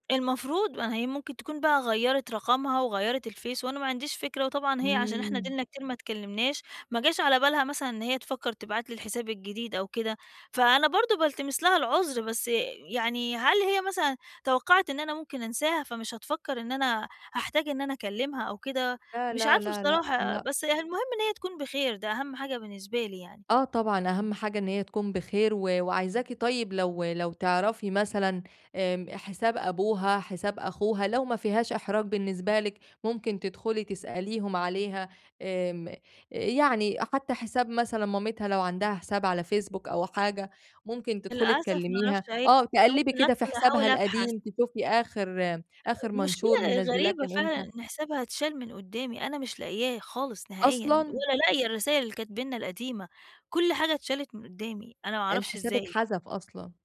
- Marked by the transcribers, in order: other background noise
- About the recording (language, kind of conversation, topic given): Arabic, advice, إزاي أرجع أتواصل مع صحابي بعد تغييرات كبيرة حصلت في حياتي؟